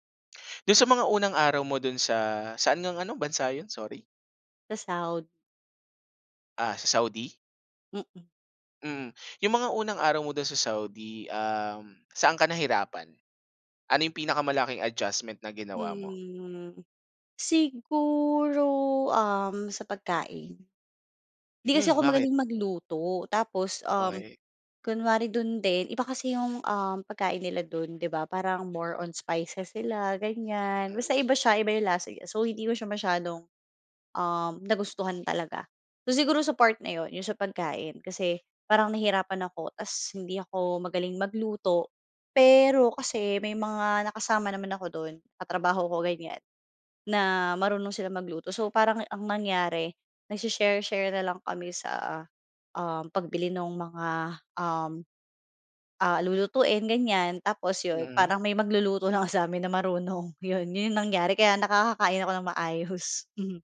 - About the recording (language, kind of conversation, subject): Filipino, podcast, Ano ang mga tinitimbang mo kapag pinag-iisipan mong manirahan sa ibang bansa?
- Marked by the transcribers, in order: in English: "adjustment"; tapping; other background noise; in English: "more on spices"; unintelligible speech; in English: "nagse-share-share"; laughing while speaking: "lang sa'min na marunong"; laughing while speaking: "maayos"